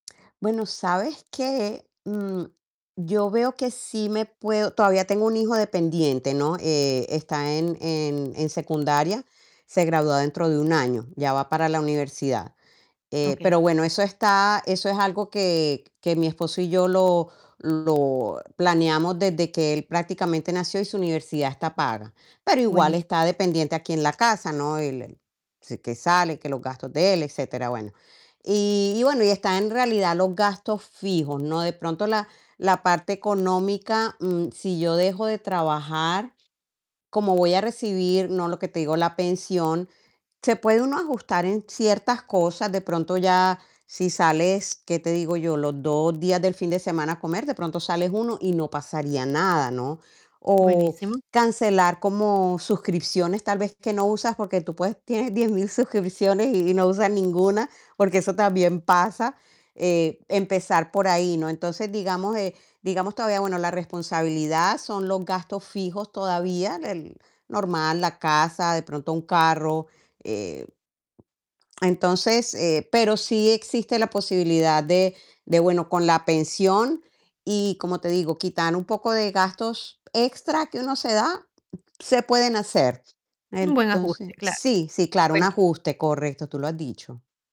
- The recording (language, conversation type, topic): Spanish, advice, ¿Estás considerando jubilarte o reducir tu jornada laboral a tiempo parcial?
- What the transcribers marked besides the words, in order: static; distorted speech; other background noise